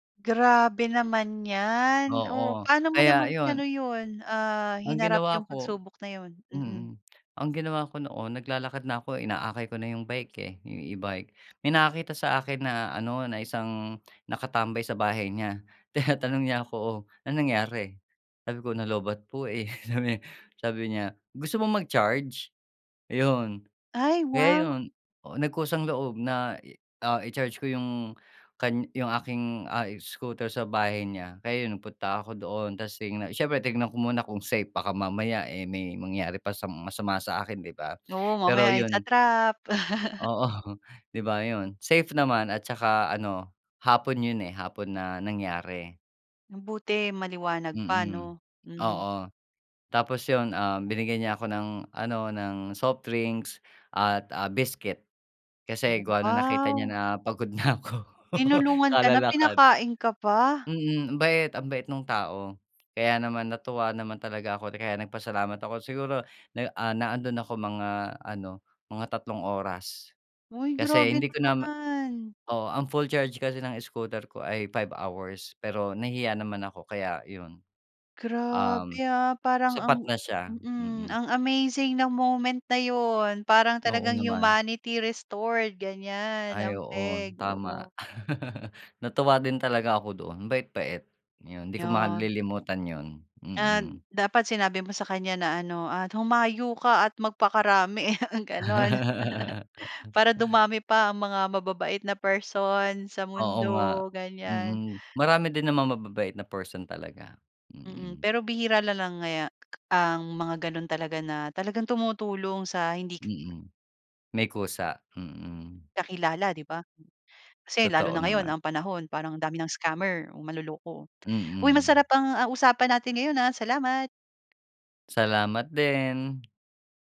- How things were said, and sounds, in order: chuckle; laugh; in English: "amazing"; in English: "humanity restored"; laugh; laugh
- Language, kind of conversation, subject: Filipino, podcast, May karanasan ka na bang natulungan ka ng isang hindi mo kilala habang naglalakbay, at ano ang nangyari?